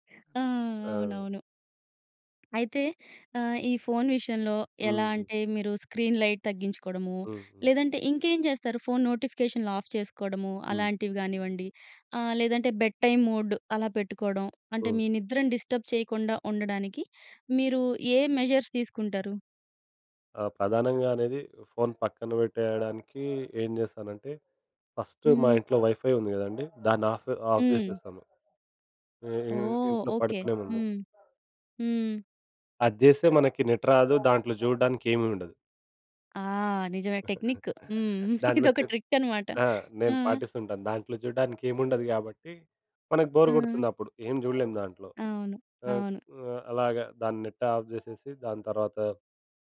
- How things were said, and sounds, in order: tapping; in English: "స్క్రీన్ లైట్"; in English: "ఆఫ్"; in English: "బెడ్ టైమ్ మోడ్"; in English: "డిస్టర్బ్"; in English: "మెజర్స్"; in English: "ఫస్ట్"; in English: "వైఫై"; other background noise; in English: "ఆఫ్"; in English: "నెట్"; in English: "టెక్నిక్"; giggle; laughing while speaking: "ఇదొక ట్రిక్ అన్నమాట"; in English: "ట్రిక్"; in English: "బోర్"; in English: "నెట్ ఆఫ్"
- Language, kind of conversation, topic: Telugu, podcast, రాత్రి బాగా నిద్రపోవడానికి మీకు ఎలాంటి వెలుతురు మరియు శబ్ద వాతావరణం ఇష్టం?